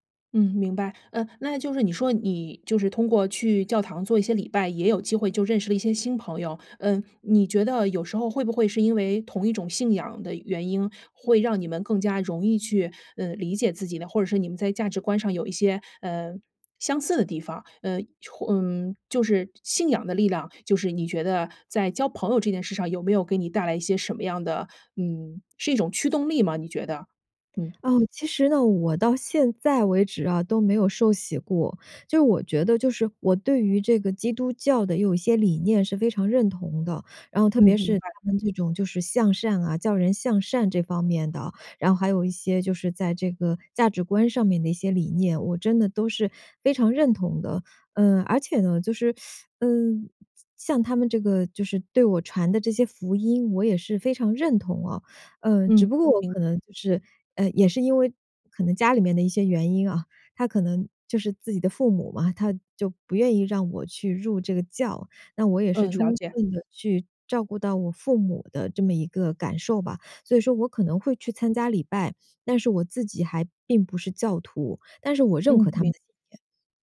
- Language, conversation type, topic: Chinese, podcast, 换到新城市后，你如何重新结交朋友？
- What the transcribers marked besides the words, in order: "因" said as "应"; "量" said as "浪"; other background noise; teeth sucking; chuckle